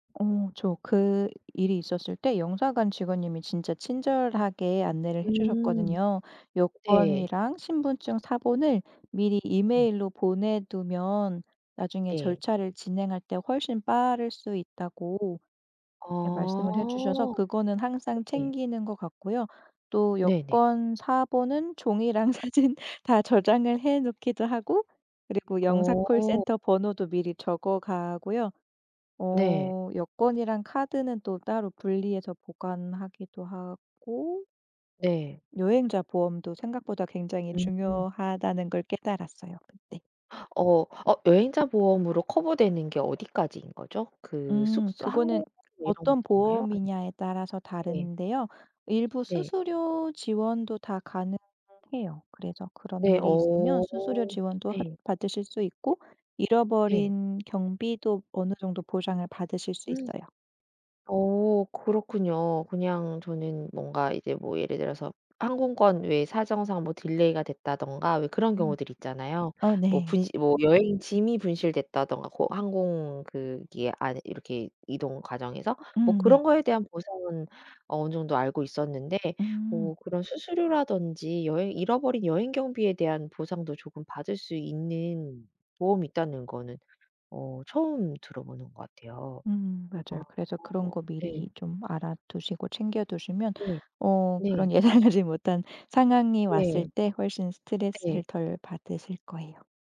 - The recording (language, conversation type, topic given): Korean, podcast, 여행 중 여권이나 신분증을 잃어버린 적이 있나요?
- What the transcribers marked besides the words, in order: other background noise; laughing while speaking: "종이랑 사진"; tapping; gasp; laughing while speaking: "예상하지"